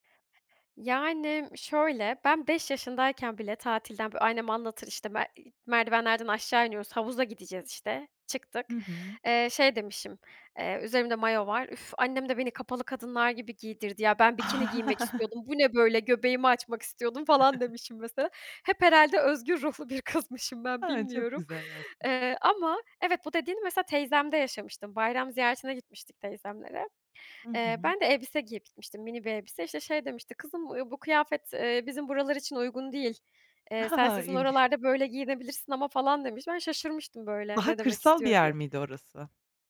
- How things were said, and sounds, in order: other background noise; chuckle; giggle; laughing while speaking: "kızmışım ben, bilmiyorum"; giggle; tapping
- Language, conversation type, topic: Turkish, podcast, Bedenini kabul etmek stilini nasıl şekillendirir?